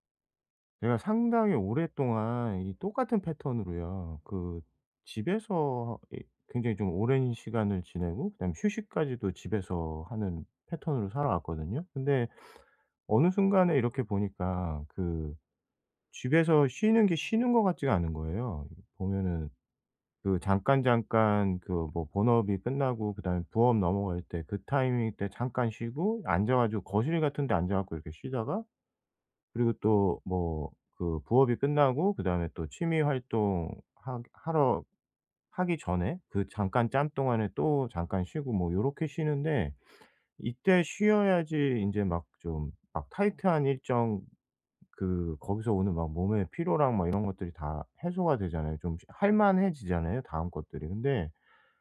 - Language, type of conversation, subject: Korean, advice, 어떻게 하면 집에서 편하게 쉬는 습관을 꾸준히 만들 수 있을까요?
- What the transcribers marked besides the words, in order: none